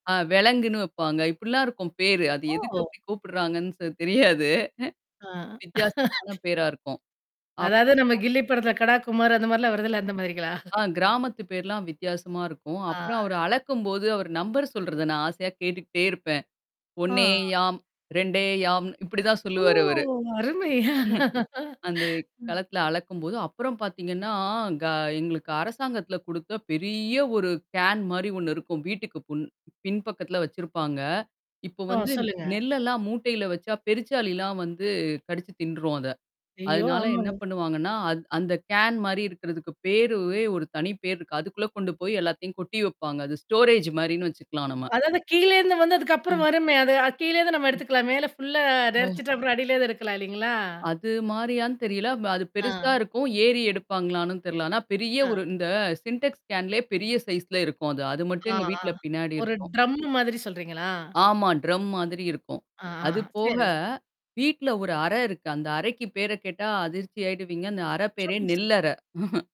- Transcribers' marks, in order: distorted speech; cough; other noise; chuckle; in English: "நம்பர"; other background noise; laugh; static; in English: "ஸ்டோரேஜ்"; in English: "புல்லா"; tapping; in English: "சின்டெக்ஸ் கேன்"; in English: "சைஸ்"; in English: "ட்ரம்மு"; in English: "ட்ரம்"; unintelligible speech; laugh
- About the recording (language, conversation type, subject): Tamil, podcast, அறுவடை காலத்தை நினைக்கும்போது உங்களுக்கு என்னென்ன நினைவுகள் மனதில் எழுகின்றன?